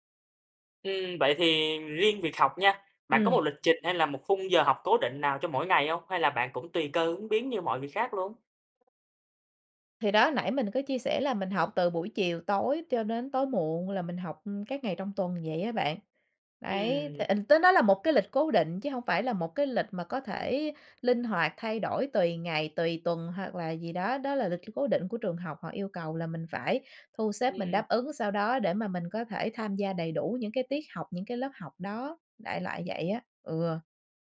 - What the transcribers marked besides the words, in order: none
- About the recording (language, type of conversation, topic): Vietnamese, podcast, Bạn quản lý thời gian học như thế nào?